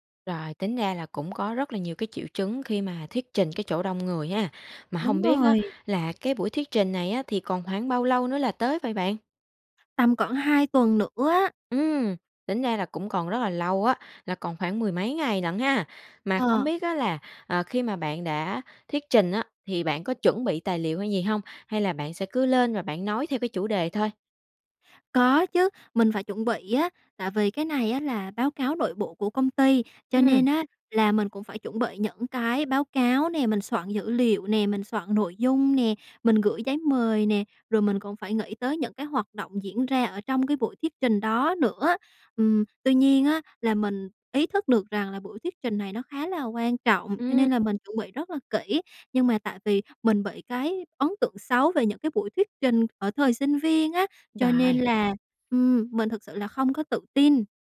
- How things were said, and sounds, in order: tapping; other background noise
- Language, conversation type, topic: Vietnamese, advice, Làm thế nào để vượt qua nỗi sợ thuyết trình trước đông người?